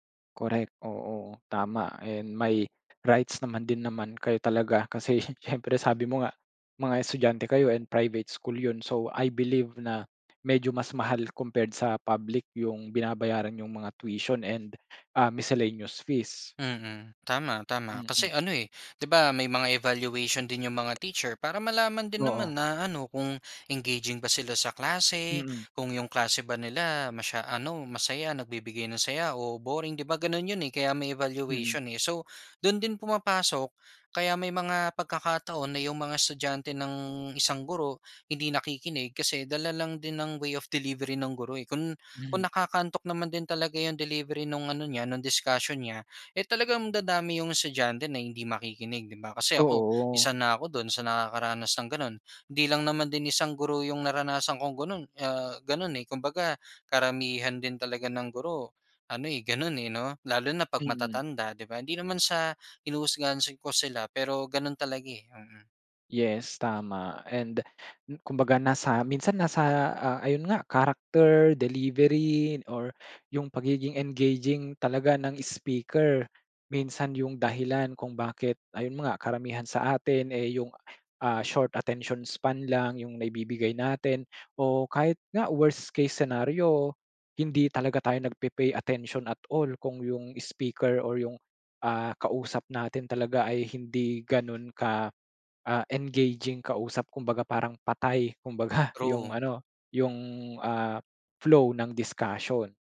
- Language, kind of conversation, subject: Filipino, podcast, Paano ka nakikinig para maintindihan ang kausap, at hindi lang para makasagot?
- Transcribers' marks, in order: laughing while speaking: "kasi"; in English: "So, I believe"; in English: "miscellaneous fees"; tapping; in English: "engaging"; in English: "way of delivery"; in English: "character, delivery , or"; in English: "short attention span"; in English: "worst case scenario"; in English: "nagpe-pay attention at all"; laughing while speaking: "kumbaga"